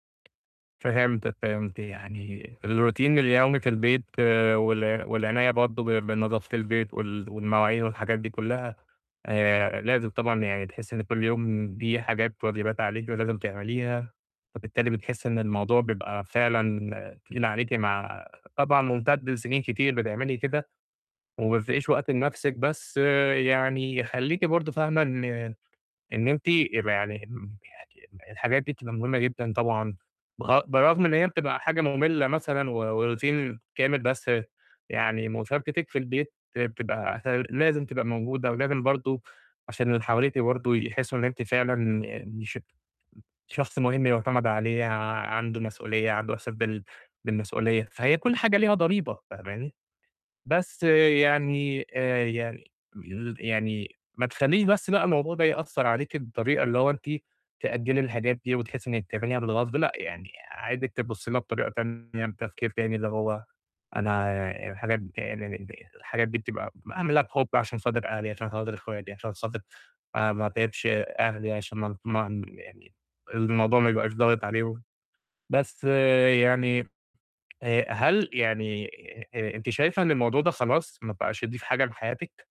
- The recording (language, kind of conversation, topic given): Arabic, advice, إزاي ألاقي معنى أو قيمة في المهام الروتينية المملة اللي بعملها كل يوم؟
- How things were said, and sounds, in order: tapping; in English: "الروتين"; in English: "روتين"; unintelligible speech; unintelligible speech; distorted speech; unintelligible speech